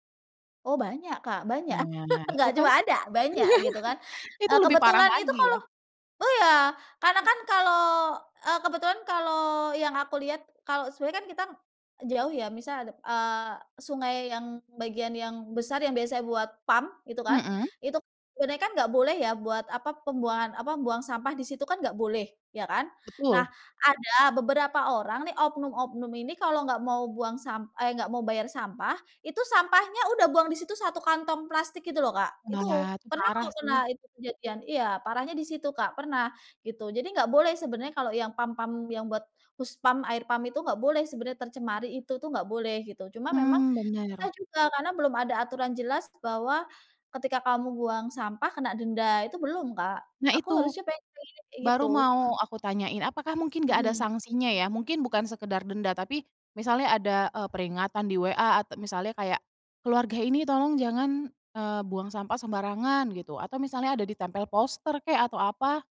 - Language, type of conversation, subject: Indonesian, podcast, Apa alasan orang masih sulit membuang sampah pada tempatnya, menurutmu?
- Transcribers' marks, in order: chuckle; laughing while speaking: "iya"; chuckle